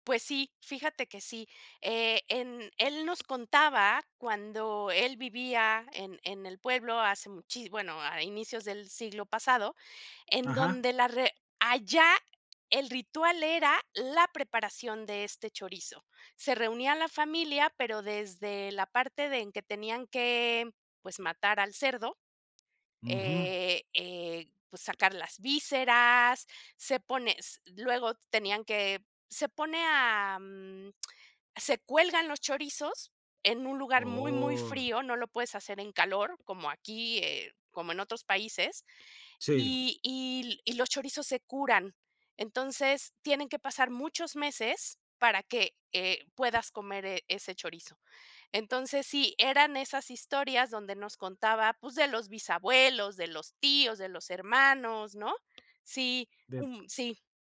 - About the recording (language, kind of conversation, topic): Spanish, podcast, ¿Qué comida te recuerda a tu infancia y por qué?
- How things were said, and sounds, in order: other background noise; tapping